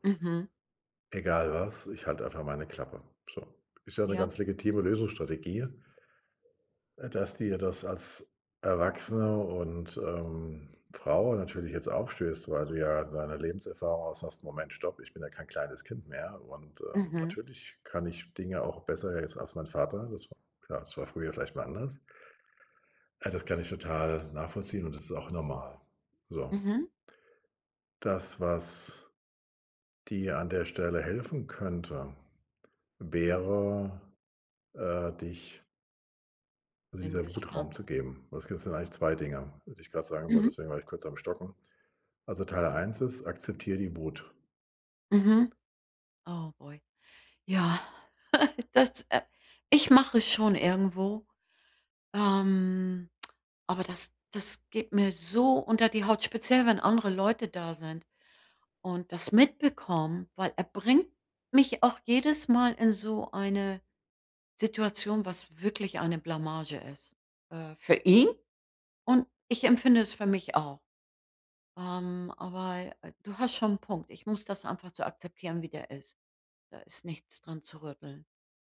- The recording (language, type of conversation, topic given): German, advice, Welche schnellen Beruhigungsstrategien helfen bei emotionaler Überflutung?
- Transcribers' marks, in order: in English: "Boy"; laugh